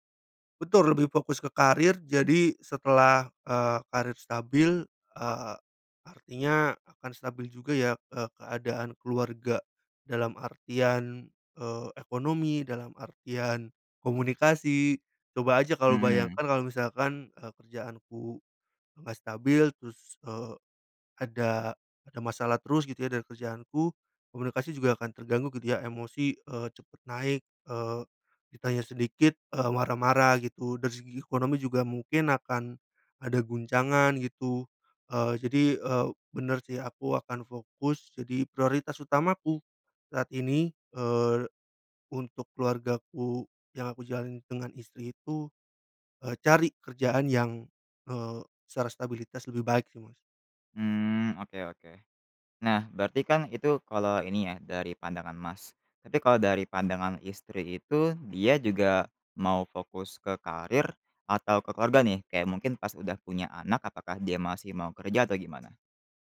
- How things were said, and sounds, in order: none
- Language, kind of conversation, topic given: Indonesian, podcast, Bagaimana cara menimbang pilihan antara karier dan keluarga?